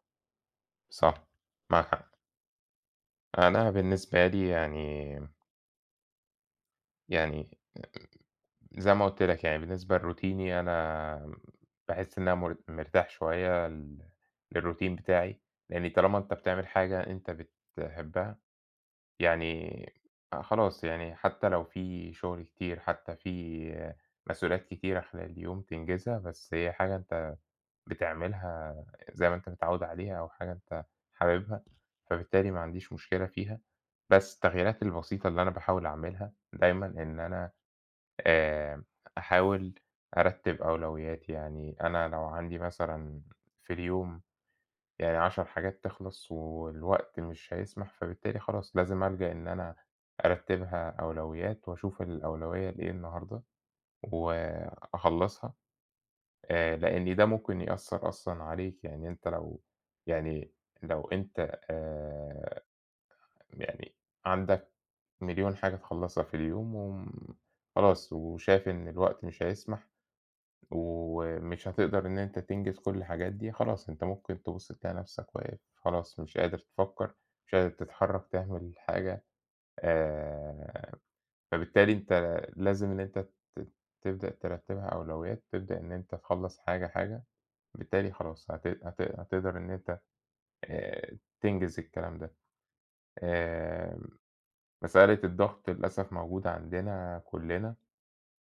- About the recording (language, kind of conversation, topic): Arabic, unstructured, إزاي تحافظ على توازن بين الشغل وحياتك؟
- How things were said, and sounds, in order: tapping; other noise; in English: "لروتيني"; in English: "للروتين"; other background noise